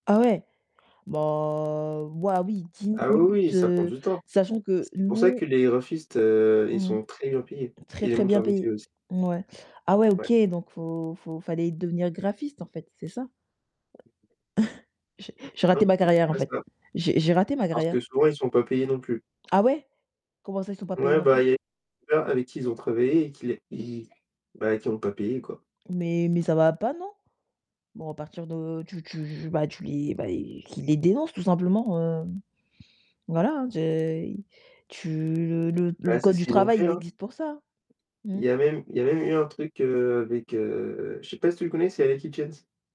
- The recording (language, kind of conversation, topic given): French, unstructured, Préféreriez-vous être célèbre pour quelque chose de positif ou pour quelque chose de controversé ?
- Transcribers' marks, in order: distorted speech; drawn out: "bah"; tapping; other noise; chuckle; unintelligible speech